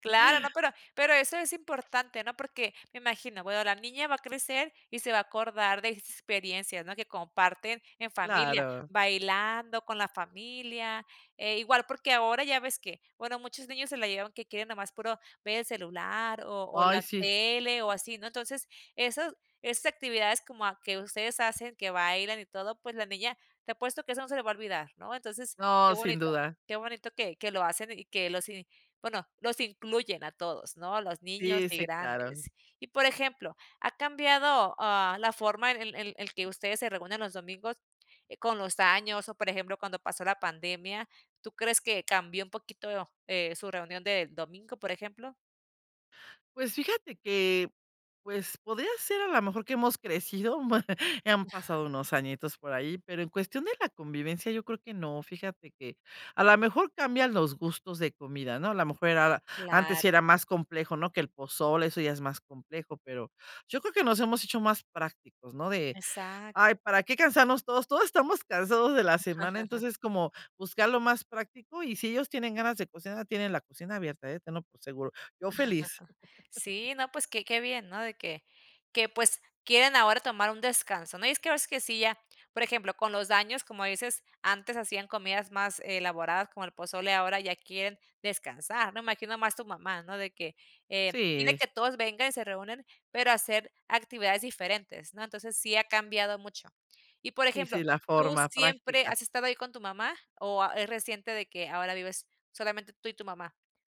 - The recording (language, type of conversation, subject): Spanish, podcast, ¿Cómo se vive un domingo típico en tu familia?
- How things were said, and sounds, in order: laugh; chuckle; laugh; chuckle; laugh